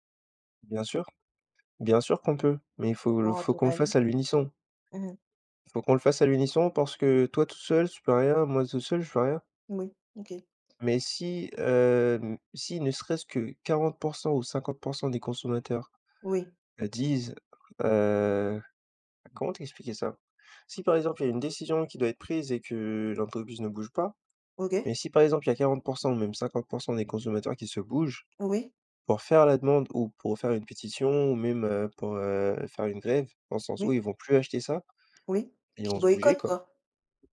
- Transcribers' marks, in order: other background noise
- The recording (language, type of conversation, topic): French, unstructured, Pourquoi certaines entreprises refusent-elles de changer leurs pratiques polluantes ?